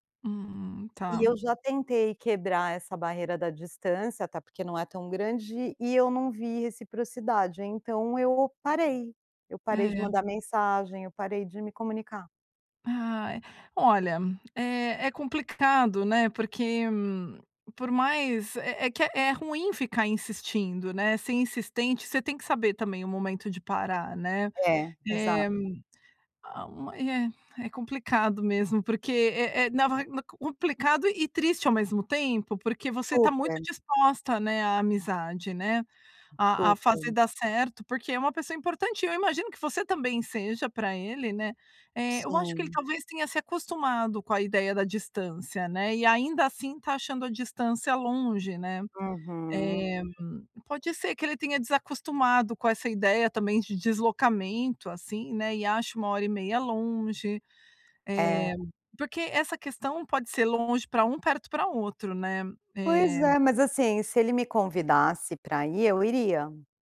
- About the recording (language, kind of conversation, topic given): Portuguese, advice, Como posso manter contato com alguém sem parecer insistente ou invasivo?
- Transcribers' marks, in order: tapping